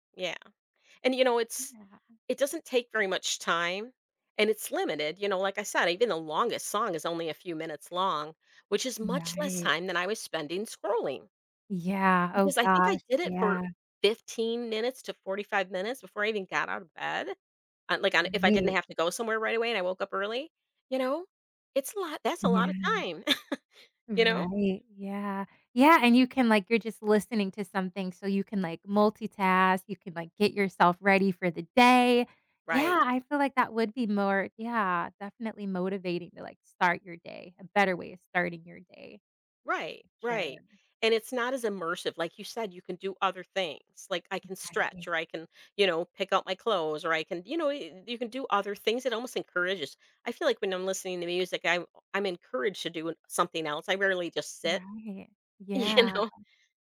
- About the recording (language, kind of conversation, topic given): English, unstructured, How do you think technology use is affecting our daily lives and relationships?
- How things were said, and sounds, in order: other noise; chuckle